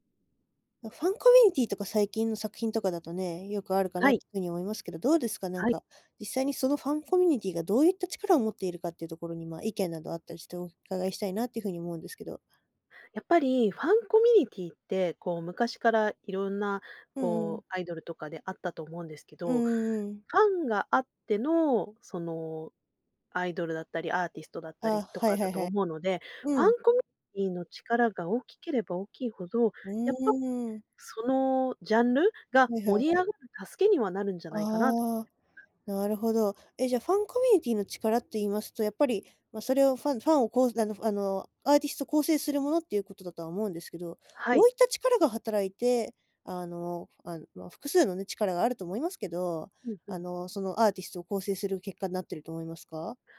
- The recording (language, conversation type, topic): Japanese, podcast, ファンコミュニティの力、どう捉えていますか？
- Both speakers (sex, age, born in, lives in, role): female, 20-24, Japan, Japan, host; female, 40-44, Japan, Japan, guest
- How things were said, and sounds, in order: other background noise; "コミュニティー" said as "コミニティー"